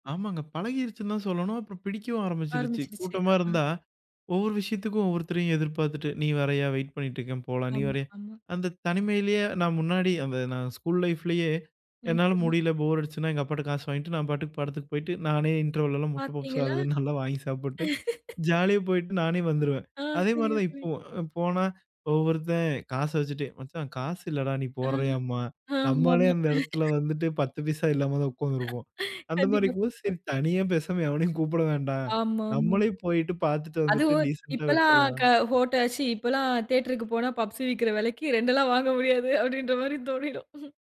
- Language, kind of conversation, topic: Tamil, podcast, தனிமையை சமாளிக்க உதவும் வழிகள் என்ன?
- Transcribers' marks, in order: in English: "வெயிட்"; other noise; in English: "இண்டர்வெல்லல்லாம்"; chuckle; laughing while speaking: "நம்மாளே அந்த இடத்துல வந்துட்டு, பத்து … வந்துட்டு டீசண்டா விட்ரலாம்"; "நம்மளே" said as "நம்மாளே"; in English: "டீசண்டா"; laughing while speaking: "பஃப்சுவிக்கிற விலைக்கு ரெண்டுல்லாம் வாங்க முடியாது அப்டின்ற மாரி தோணிரும்"